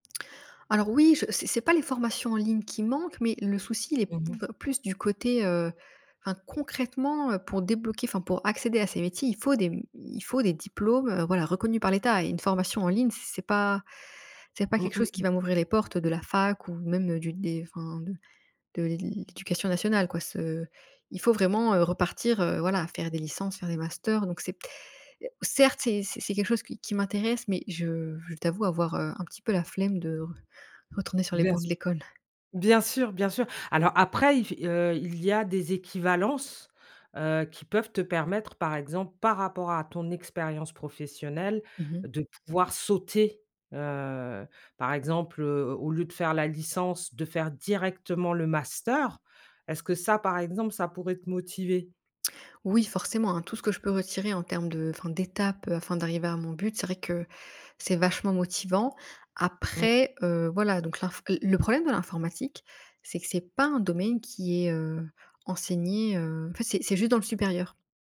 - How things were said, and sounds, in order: none
- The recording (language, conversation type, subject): French, podcast, Qu’est-ce qui te passionne dans ton travail ?
- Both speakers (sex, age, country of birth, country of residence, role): female, 25-29, France, France, guest; female, 45-49, France, United States, host